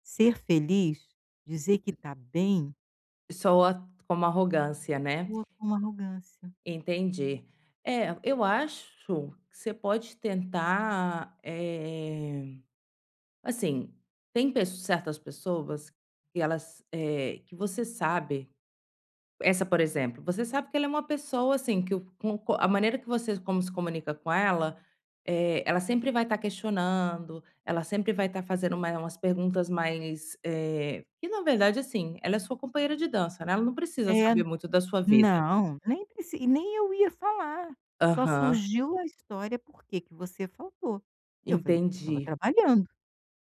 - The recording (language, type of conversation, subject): Portuguese, advice, Como posso comunicar minhas conquistas sem soar arrogante?
- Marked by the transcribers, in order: tapping